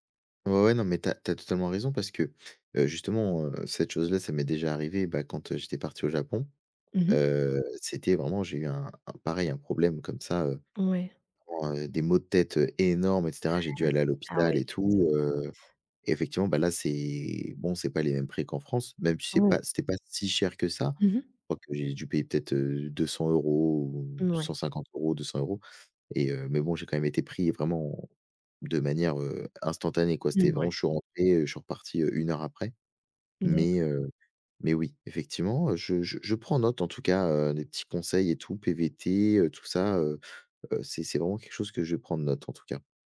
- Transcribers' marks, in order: stressed: "si"; other background noise
- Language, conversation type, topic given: French, advice, Comment décrire une décision financière risquée prise sans garanties ?